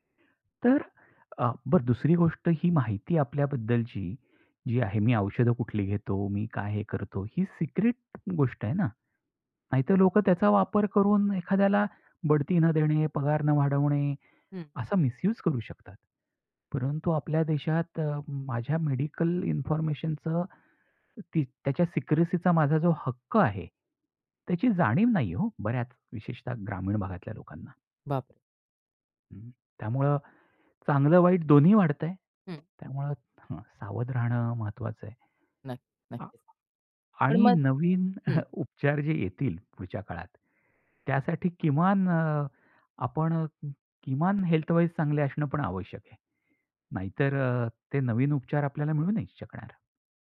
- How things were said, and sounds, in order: other background noise; in English: "मिसयूज"; in English: "मेडिकल इन्फॉर्मेशनचं"; in English: "सिक्रेसीचा"; chuckle; in English: "हेल्थ वाईज"
- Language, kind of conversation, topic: Marathi, podcast, आरोग्य क्षेत्रात तंत्रज्ञानामुळे कोणते बदल घडू शकतात, असे तुम्हाला वाटते का?